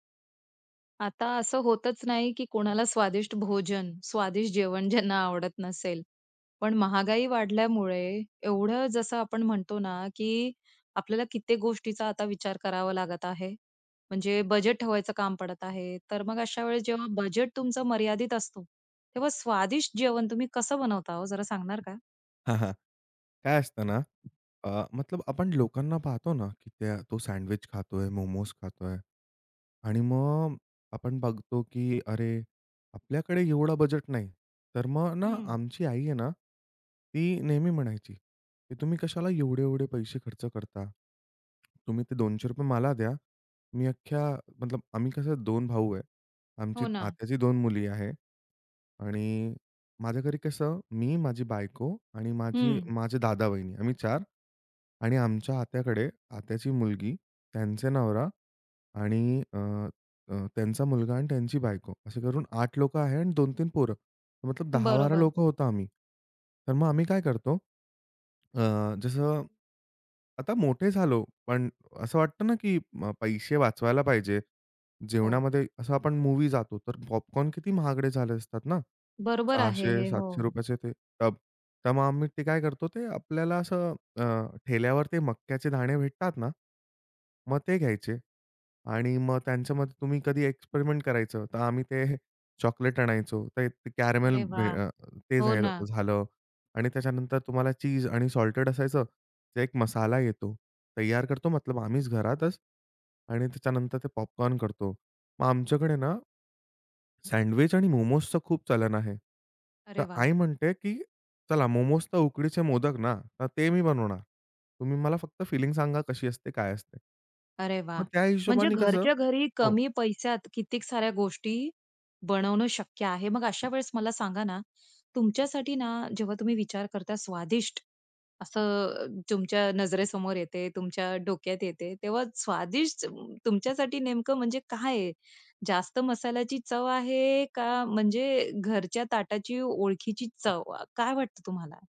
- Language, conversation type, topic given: Marathi, podcast, बजेटच्या मर्यादेत स्वादिष्ट जेवण कसे बनवता?
- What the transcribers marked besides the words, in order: tapping; in English: "मूव्ही"; in English: "पॉपकॉर्न"; in English: "टब"; in English: "एक्सपेरिमेंट"; in English: "कॅरामेल"; in English: "सॉल्टेड"; in English: "पॉपकॉर्न"